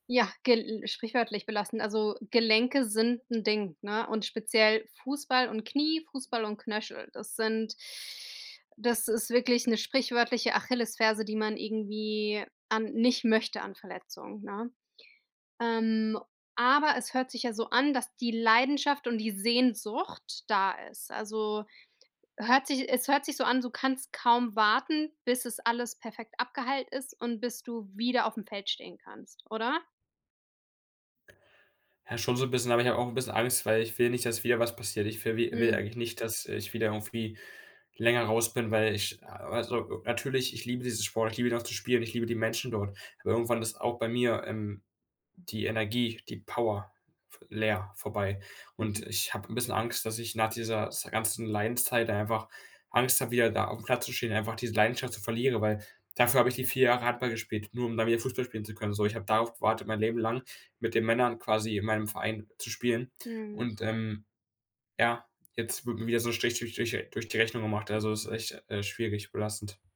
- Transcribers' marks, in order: stressed: "Sehnsucht"; other noise; tapping
- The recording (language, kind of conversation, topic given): German, advice, Wie kann ich nach einer längeren Pause meine Leidenschaft wiederfinden?